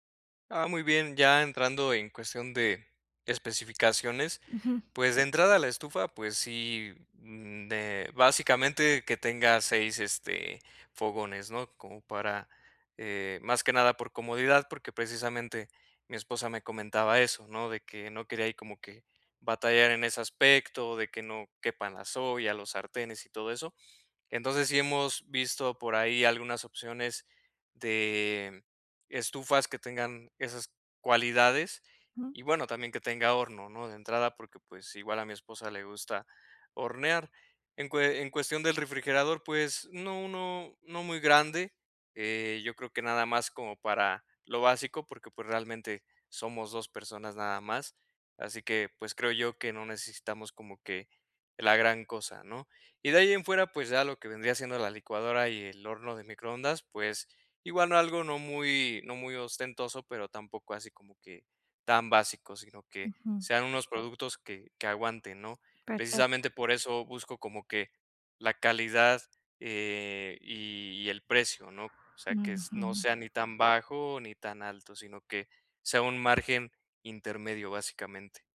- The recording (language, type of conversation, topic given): Spanish, advice, ¿Cómo puedo encontrar productos con buena relación calidad-precio?
- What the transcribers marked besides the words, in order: none